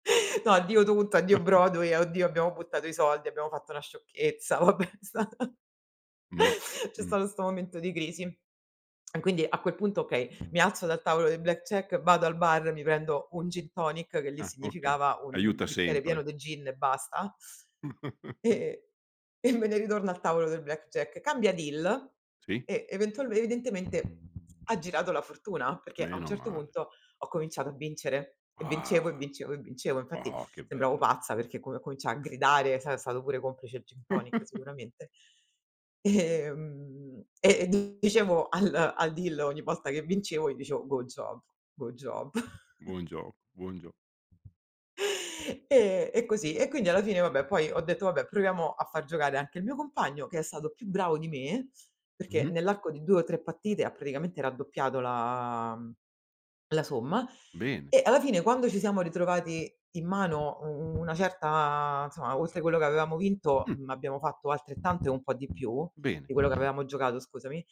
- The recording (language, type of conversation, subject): Italian, podcast, Qual è un concerto o uno spettacolo dal vivo che non dimenticherai mai?
- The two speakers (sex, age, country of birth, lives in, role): female, 35-39, Italy, Italy, guest; male, 55-59, Italy, Italy, host
- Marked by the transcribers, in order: other background noise; chuckle; laughing while speaking: "Vabbè, è stata"; lip smack; chuckle; laughing while speaking: "e e me ne"; in English: "deal"; chuckle; in English: "deal"; in English: "Good job, good job"; chuckle; "partite" said as "pattite"; "insomma" said as "nsoma"